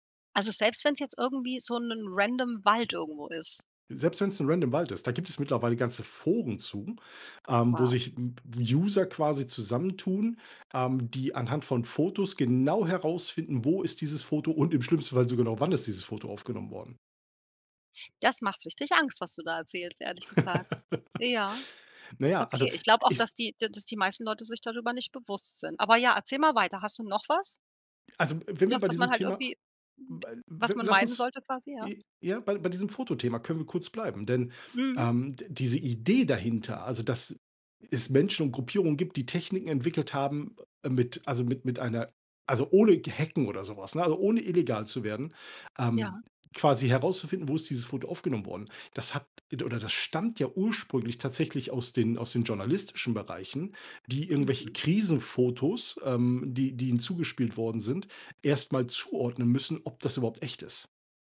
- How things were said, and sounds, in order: in English: "random"; other background noise; in English: "random"; laugh; other noise
- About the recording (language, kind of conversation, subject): German, podcast, Was ist dir wichtiger: Datenschutz oder Bequemlichkeit?